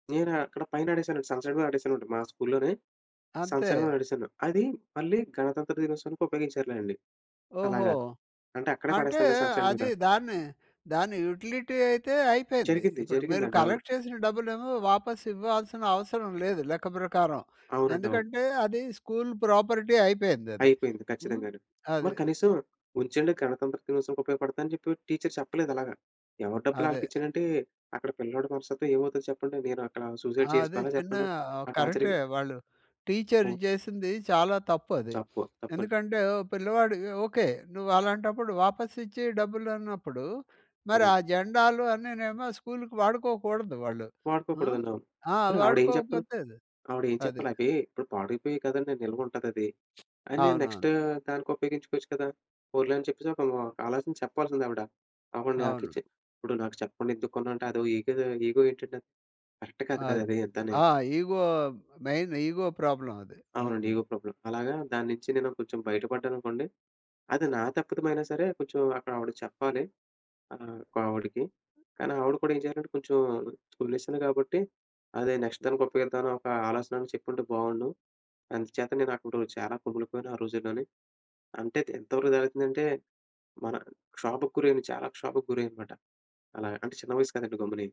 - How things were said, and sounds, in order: in English: "సన్‌సైడ్"; in English: "స్కూల్‌లోనే సన్‌సైడ్"; in English: "సన్‌సైడ్"; in English: "యుటిలిటీ"; in English: "కలెక్ట్"; in English: "స్కూల్ ప్రాపర్టీ"; other background noise; in English: "టీచర్"; in English: "సూసైడ్"; in English: "టార్చర్‌కి?"; in English: "టీచర్"; other noise; tapping; in English: "స్కూల్‌కి"; in English: "నెక్స్ట్"; in English: "ఇగో, ఇగో"; in English: "కరెక్ట్"; in English: "ఇగో మెయిన్ ఇగో ప్రాబ్లమ్"; in English: "ఇగో ప్రాబ్లం"; in English: "స్కూల్"; in English: "నెక్స్ట్"
- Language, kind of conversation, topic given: Telugu, podcast, మీ నాయకత్వంలో జరిగిన పెద్ద తప్పిదం నుండి మీరు ఏం నేర్చుకున్నారు?